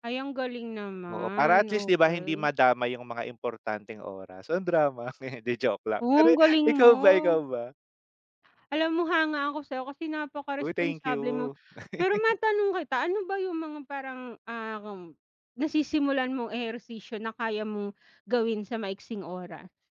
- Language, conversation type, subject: Filipino, unstructured, Paano mo inuudyukan ang sarili mo para manatiling aktibo?
- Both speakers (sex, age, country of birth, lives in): female, 35-39, Philippines, Philippines; male, 30-34, Philippines, Philippines
- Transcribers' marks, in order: chuckle; laugh